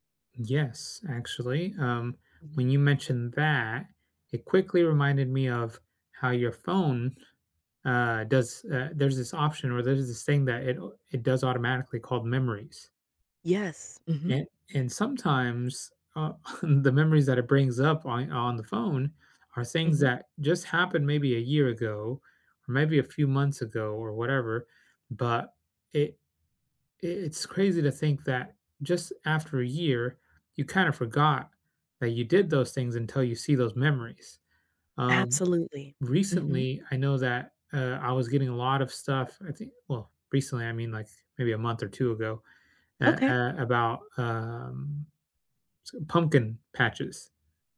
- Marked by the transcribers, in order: chuckle
- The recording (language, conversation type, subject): English, unstructured, Have you ever been surprised by a forgotten memory?